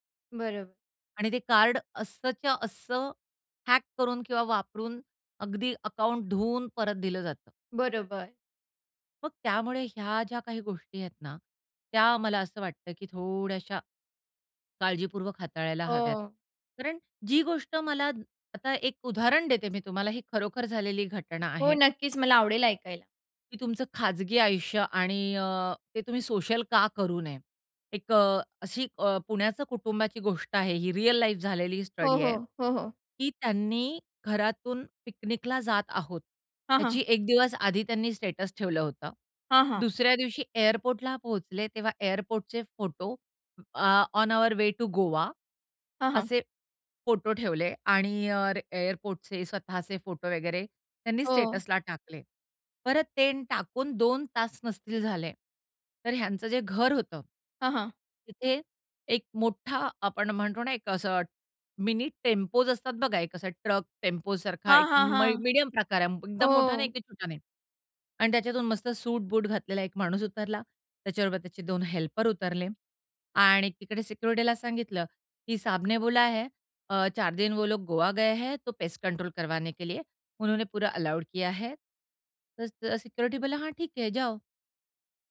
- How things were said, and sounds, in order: in English: "हॅक"; other noise; in English: "लाईफ"; in English: "ऑन अवर वे टु"; in Hindi: "साहब ने बोला है, अ … लिए उन्होंने पूरा"; in English: "अलाऊड"; in Hindi: "किया है"; in Hindi: "हां, ठीक है जाओ"
- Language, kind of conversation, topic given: Marathi, podcast, त्यांची खाजगी मोकळीक आणि सार्वजनिक आयुष्य यांच्यात संतुलन कसं असावं?